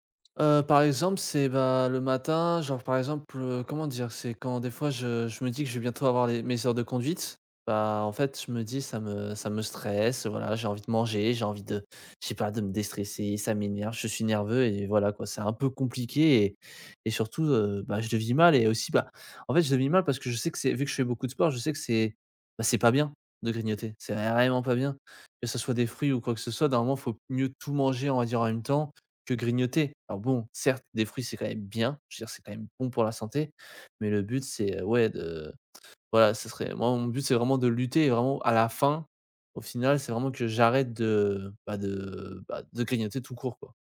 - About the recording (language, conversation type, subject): French, advice, Comment puis-je arrêter de grignoter entre les repas sans craquer tout le temps ?
- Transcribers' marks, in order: stressed: "vraiment"; other background noise